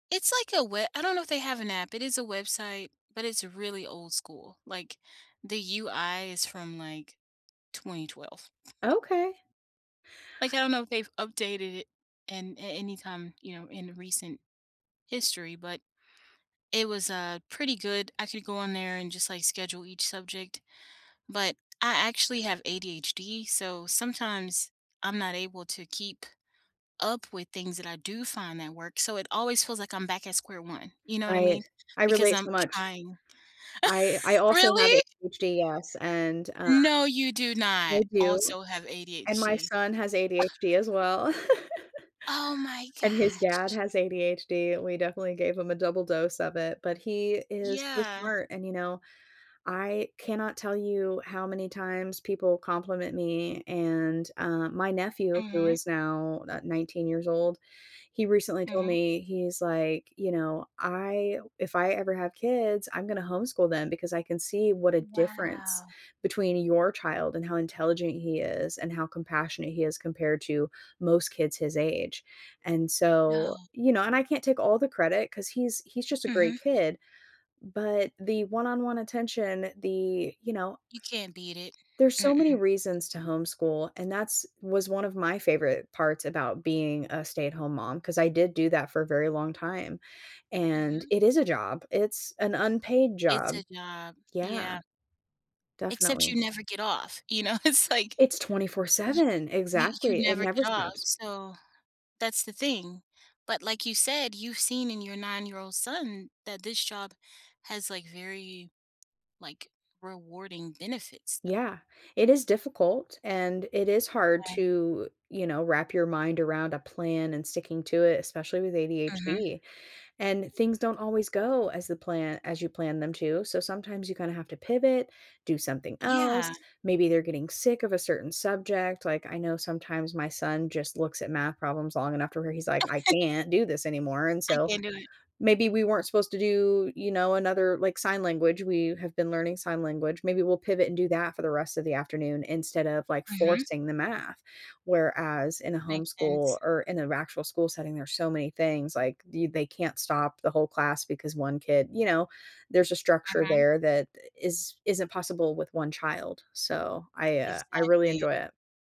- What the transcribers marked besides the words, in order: chuckle; chuckle; chuckle; drawn out: "Wow"; other background noise; laughing while speaking: "know, it's"; tapping; chuckle; chuckle
- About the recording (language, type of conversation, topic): English, unstructured, What do you enjoy most about your job?